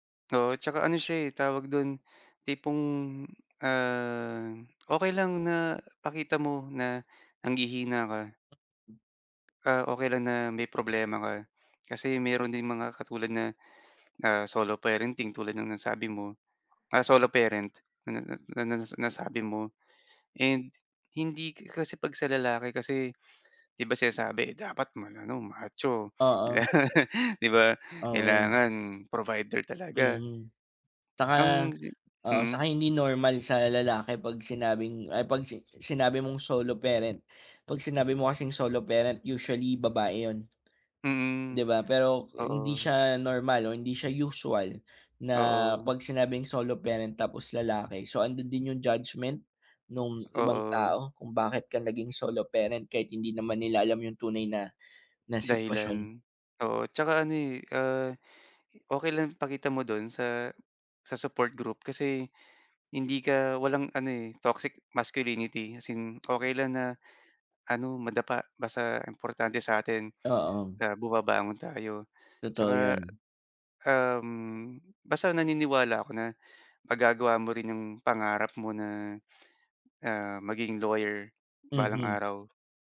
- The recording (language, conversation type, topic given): Filipino, advice, Paano ko malalampasan ang takot na mabigo nang hindi ko nawawala ang tiwala at pagpapahalaga sa sarili?
- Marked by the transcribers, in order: tapping; chuckle; other background noise